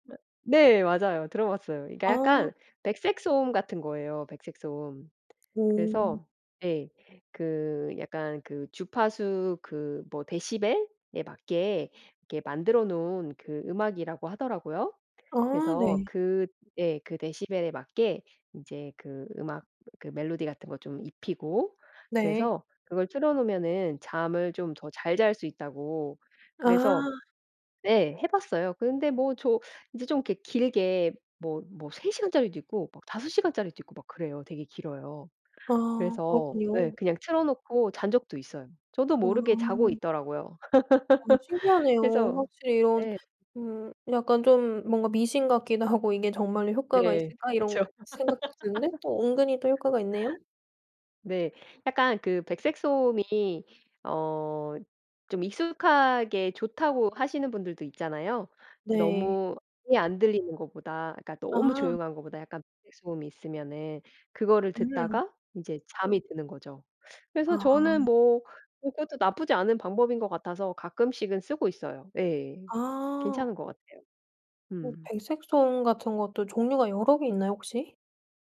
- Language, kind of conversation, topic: Korean, podcast, 잠이 잘 안 올 때는 보통 무엇을 하시나요?
- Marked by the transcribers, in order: other noise; tapping; other background noise; laugh; laugh